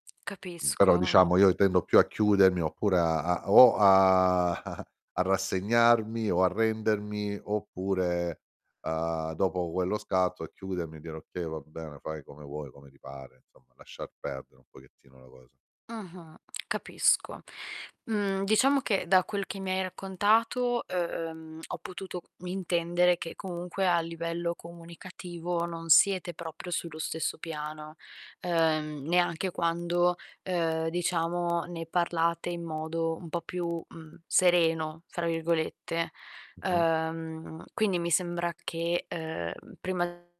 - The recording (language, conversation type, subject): Italian, advice, Come ti senti quando non hai voce nelle decisioni di coppia?
- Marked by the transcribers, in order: distorted speech; drawn out: "a"; chuckle; other noise; "intendere" said as "mintendere"; tapping